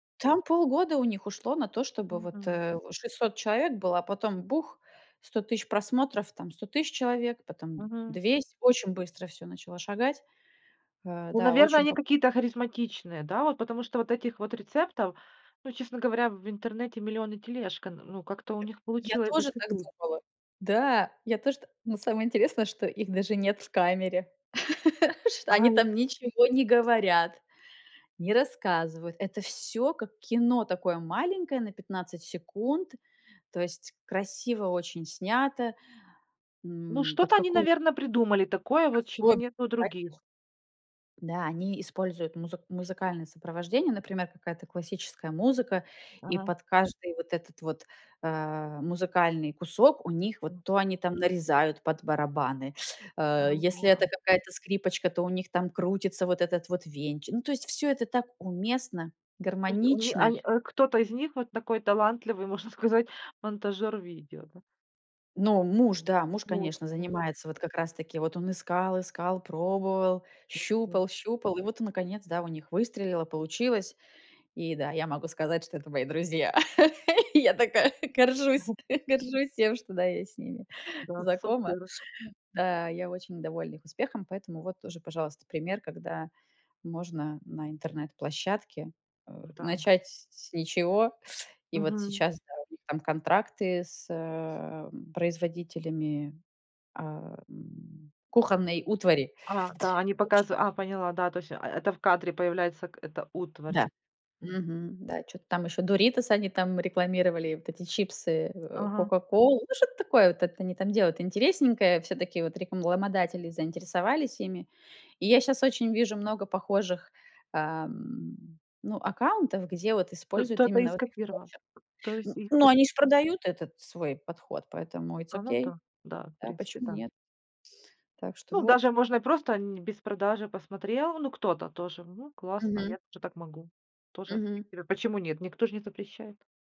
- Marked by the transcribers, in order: other background noise; "тысяч" said as "тыщ"; "тысяч" said as "тыщ"; chuckle; tapping; teeth sucking; laughing while speaking: "можно сказать"; laugh; laughing while speaking: "Я такая горжусь горжусь"; teeth sucking; teeth sucking; other noise; in English: "it's Okey"; background speech
- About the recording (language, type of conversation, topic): Russian, podcast, Какие хобби можно начать без больших вложений?